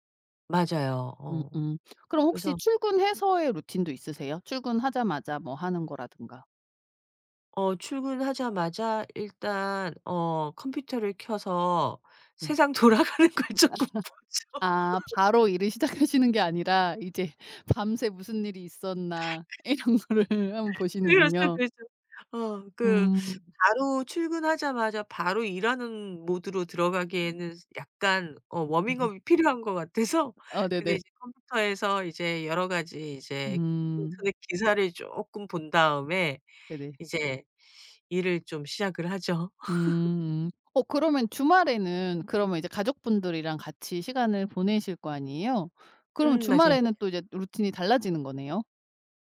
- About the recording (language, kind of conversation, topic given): Korean, podcast, 아침에 일어나서 가장 먼저 하는 일은 무엇인가요?
- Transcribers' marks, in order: laughing while speaking: "세상 돌아가는 걸 쪼끔 보죠"; tapping; laugh; laughing while speaking: "시작하시는 게"; laugh; laughing while speaking: "이런 거를"; laughing while speaking: "그렇죠, 그렇죠"; laughing while speaking: "필요한 것 같아서"; other background noise; laugh